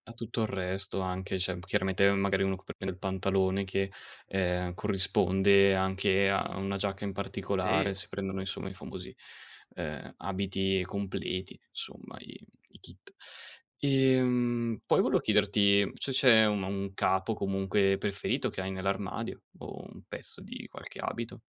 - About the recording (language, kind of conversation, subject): Italian, podcast, Come è cambiato il tuo stile nel tempo?
- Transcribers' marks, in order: "cioè" said as "ceh"; other background noise; "se" said as "ce"